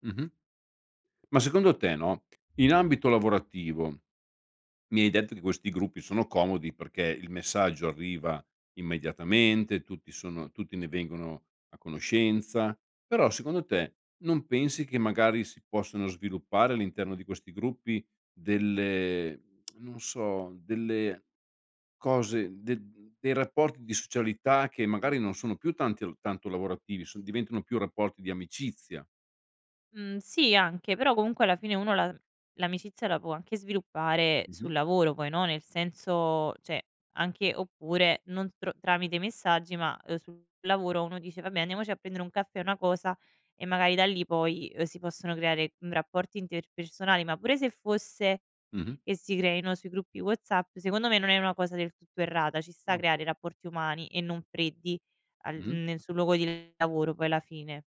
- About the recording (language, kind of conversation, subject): Italian, podcast, Che ruolo hanno i gruppi WhatsApp o Telegram nelle relazioni di oggi?
- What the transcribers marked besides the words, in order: lip smack; "cioè" said as "ceh"; other background noise